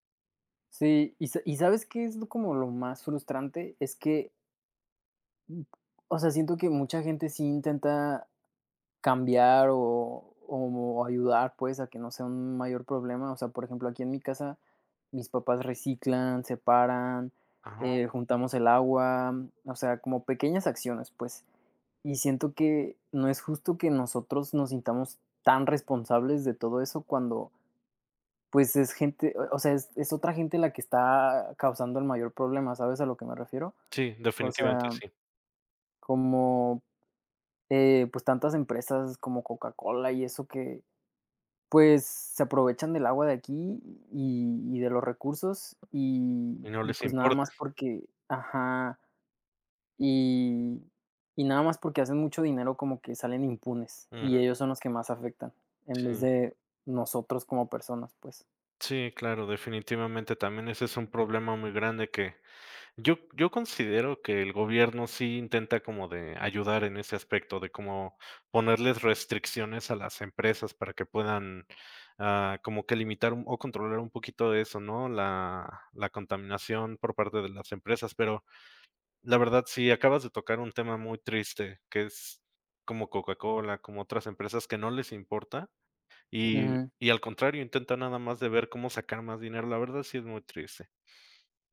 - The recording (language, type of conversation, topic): Spanish, unstructured, ¿Por qué crees que es importante cuidar el medio ambiente?
- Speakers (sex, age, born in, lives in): male, 25-29, Mexico, Mexico; male, 35-39, Mexico, Mexico
- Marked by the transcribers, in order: other background noise; other noise; tapping